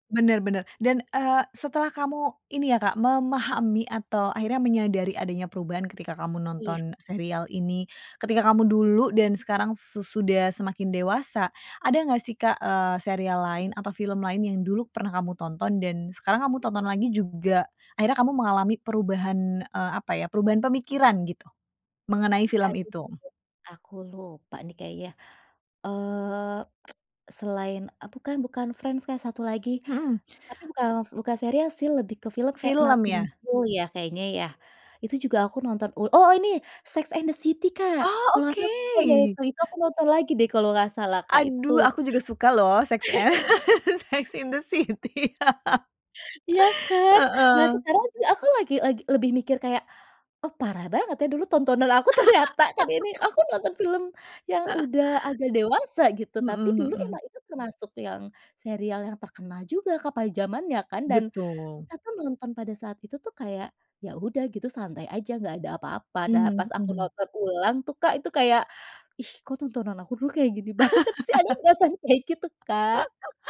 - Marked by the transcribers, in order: unintelligible speech; tsk; laugh; laughing while speaking: "e Sex in the City"; laugh; laughing while speaking: "ternyata"; laughing while speaking: "banget"; laugh
- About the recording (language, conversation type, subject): Indonesian, podcast, Bagaimana pengalaman kamu menemukan kembali serial televisi lama di layanan streaming?